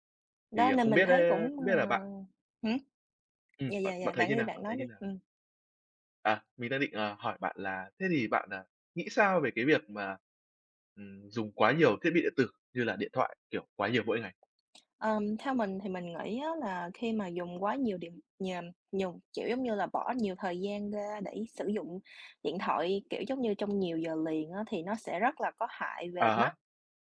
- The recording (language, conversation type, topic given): Vietnamese, unstructured, Bạn nghĩ sao về việc dùng điện thoại quá nhiều mỗi ngày?
- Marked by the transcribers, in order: tapping; other background noise